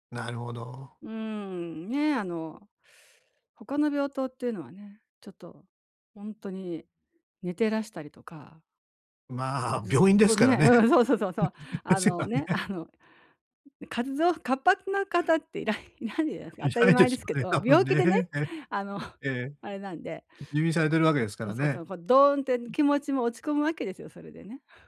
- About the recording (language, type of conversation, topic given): Japanese, advice, 新しい場所で感じる不安にどう対処すればよいですか？
- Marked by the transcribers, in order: laugh; laughing while speaking: "ですよね"; other background noise; laughing while speaking: "いないですよね、多分ね。え"; other noise; chuckle